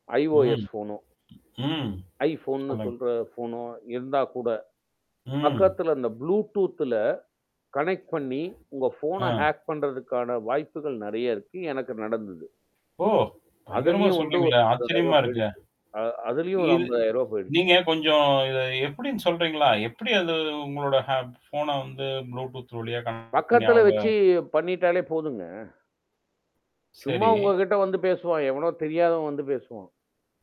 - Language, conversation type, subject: Tamil, podcast, ஆன்லைன் மூலங்களின் நம்பகத்தன்மையை நீங்கள் எப்படி மதிப்பீடு செய்கிறீர்கள்?
- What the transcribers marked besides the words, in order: static; other noise; mechanical hum; in English: "ப்ளூடூத்ல கனெக்ட்"; in English: "ஹேக்"; surprised: "ஓ!"; distorted speech; in English: "ப்ளூடூத்"; in English: "கனெக்ட்"